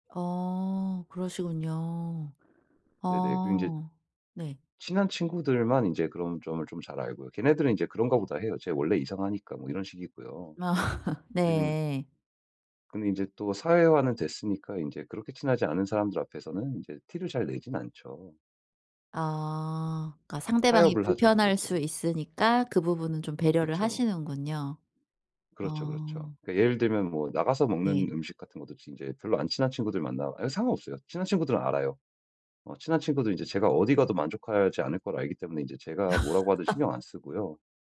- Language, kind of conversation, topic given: Korean, advice, 실패가 두려워 새 취미를 시작하기 어려울 때 어떻게 하면 좋을까요?
- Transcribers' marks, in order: laughing while speaking: "아"; laugh